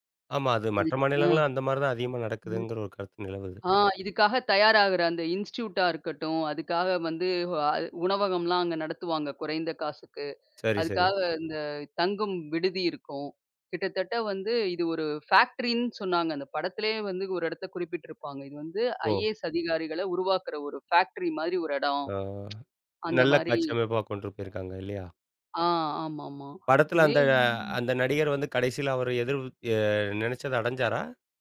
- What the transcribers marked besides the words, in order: in English: "இன்ஸ்ட்யூட்டா"; other background noise; in English: "ஃபாக்ட்டிரின்னு"; in English: "ஐஏஎஸ்"; in English: "ஃபாக்ட்டிரி"; tapping; unintelligible speech
- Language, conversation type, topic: Tamil, podcast, மறுபடியும் பார்க்கத் தூண்டும் திரைப்படங்களில் பொதுவாக என்ன அம்சங்கள் இருக்கும்?